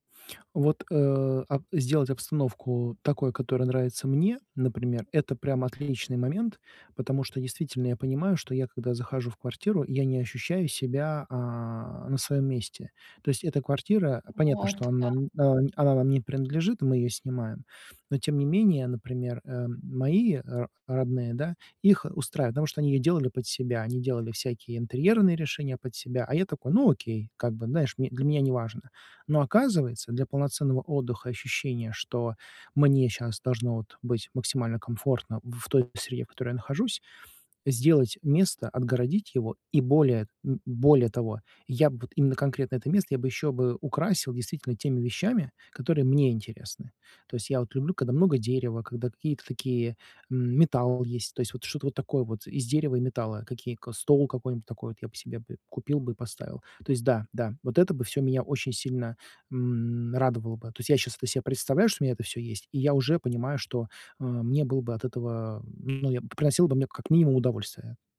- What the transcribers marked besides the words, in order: none
- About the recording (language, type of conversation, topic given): Russian, advice, Почему мне так трудно расслабиться и спокойно отдохнуть дома?